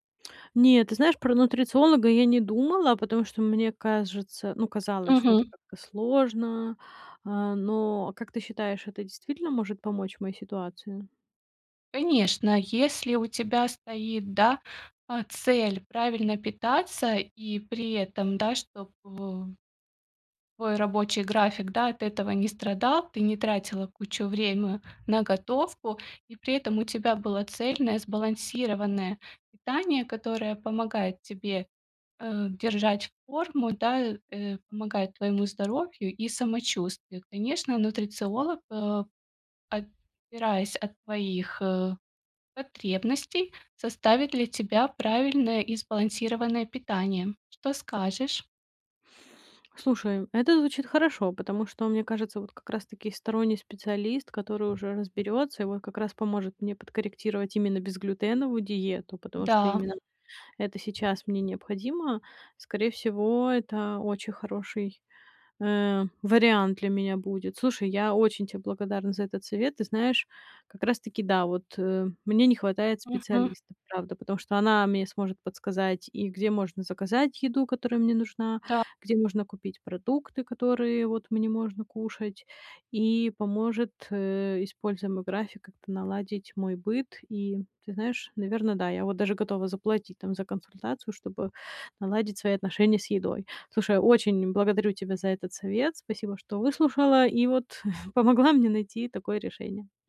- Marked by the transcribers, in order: tsk; other background noise; tapping; chuckle
- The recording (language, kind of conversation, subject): Russian, advice, Как наладить здоровое питание при плотном рабочем графике?